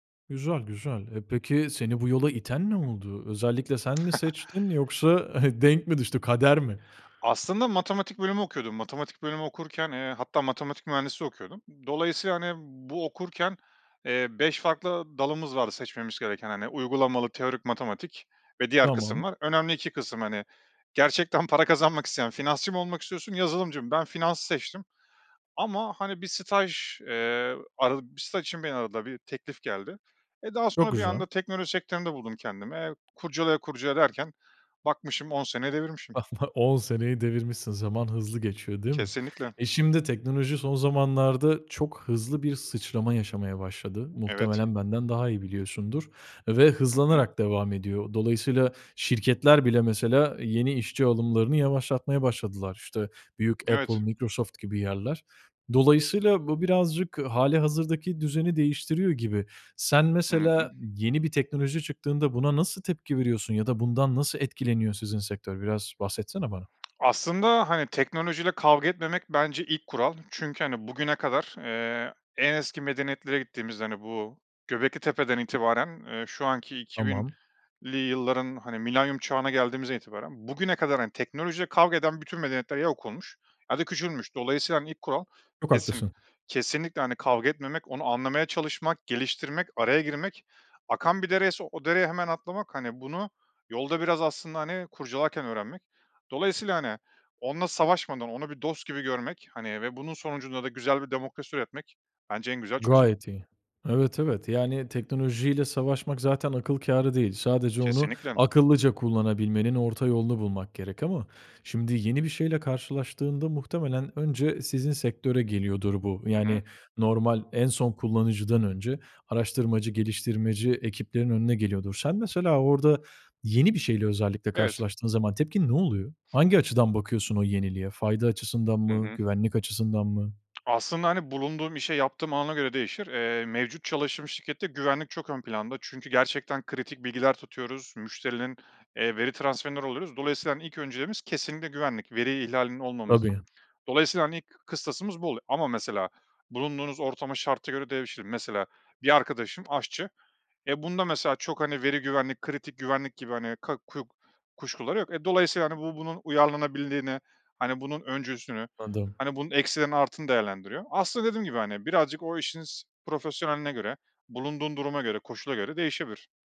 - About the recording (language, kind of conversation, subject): Turkish, podcast, Yeni bir teknolojiyi denemeye karar verirken nelere dikkat ediyorsun?
- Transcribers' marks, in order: unintelligible speech; other background noise; chuckle; unintelligible speech; tapping